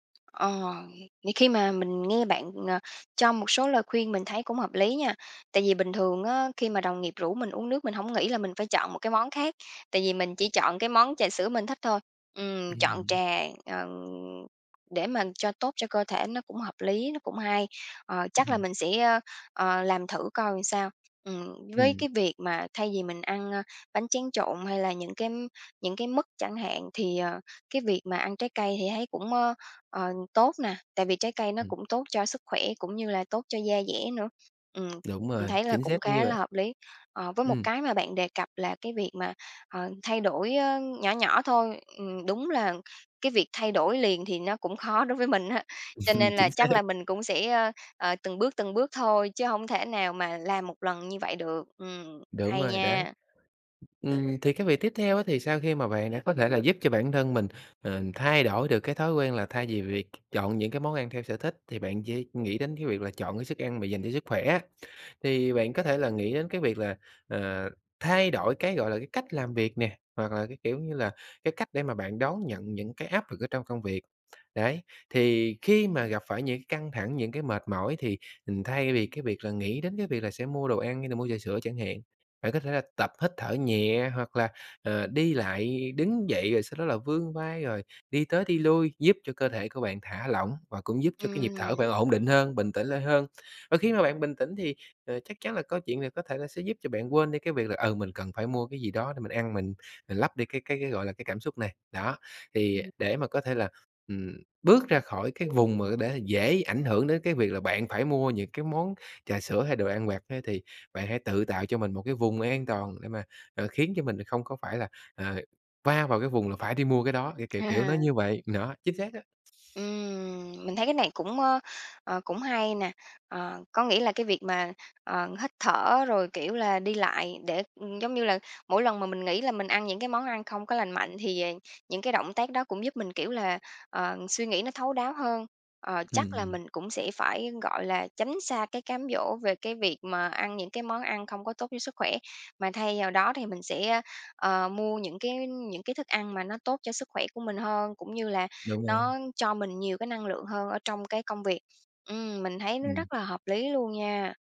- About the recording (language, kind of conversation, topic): Vietnamese, advice, Vì sao bạn thường thất bại trong việc giữ kỷ luật ăn uống lành mạnh?
- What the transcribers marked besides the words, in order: tapping; laughing while speaking: "đối với mình á"; laugh; laughing while speaking: "Chính xác"; other background noise; laughing while speaking: "À"